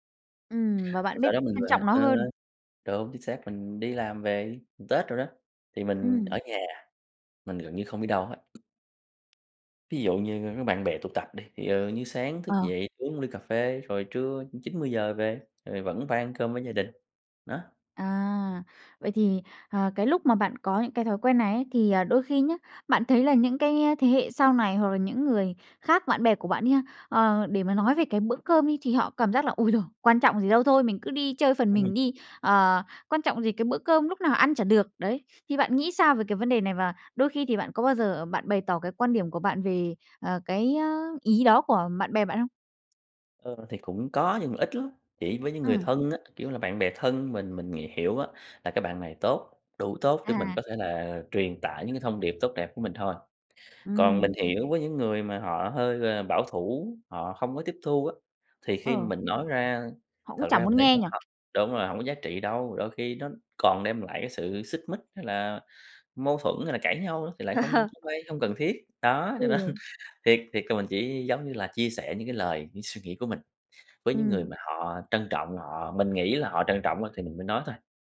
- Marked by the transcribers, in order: tapping; other background noise; laughing while speaking: "Ờ"; laughing while speaking: "cho nên"
- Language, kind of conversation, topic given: Vietnamese, podcast, Gia đình bạn có truyền thống nào khiến bạn nhớ mãi không?